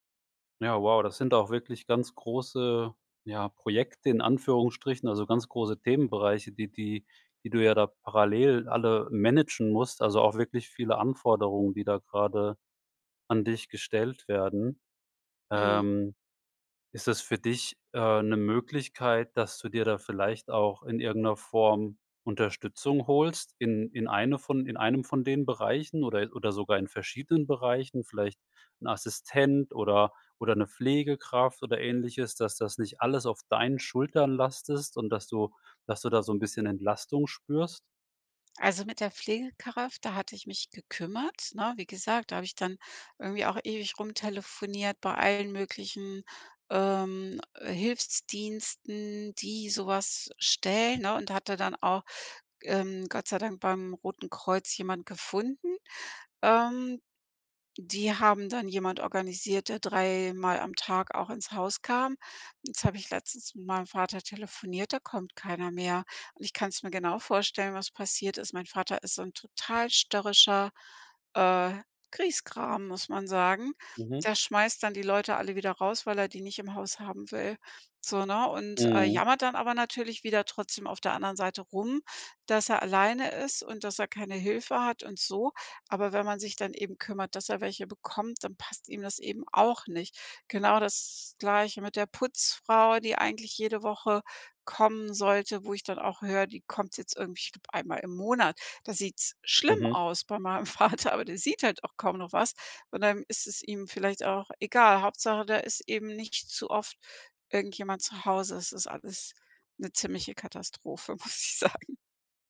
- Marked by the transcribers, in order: other background noise; laughing while speaking: "meinem Vater"
- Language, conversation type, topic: German, advice, Wie kann ich dringende und wichtige Aufgaben sinnvoll priorisieren?